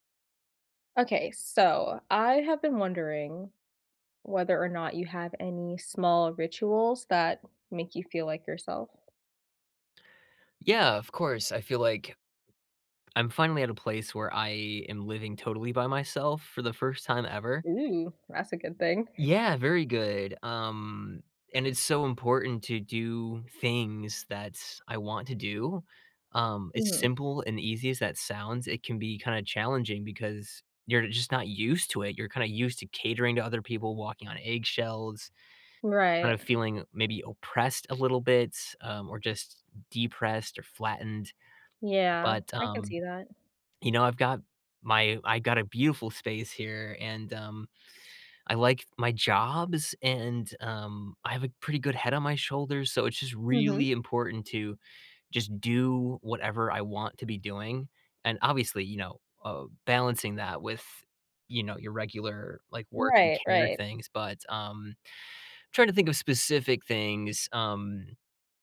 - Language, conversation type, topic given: English, unstructured, What small daily ritual should I adopt to feel like myself?
- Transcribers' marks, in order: tapping; other background noise